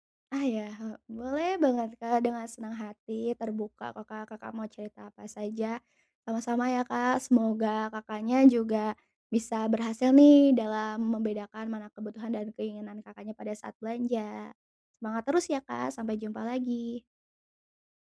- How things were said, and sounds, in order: none
- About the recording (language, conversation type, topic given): Indonesian, advice, Bagaimana cara membedakan kebutuhan dan keinginan saat berbelanja?